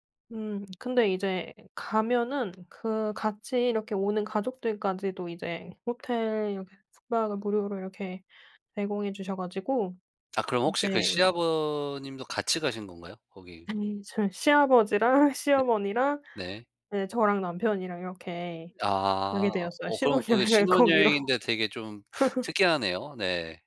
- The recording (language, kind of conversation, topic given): Korean, podcast, 가장 인상 깊었던 풍경은 어디였나요?
- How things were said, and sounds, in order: tapping; other background noise; laugh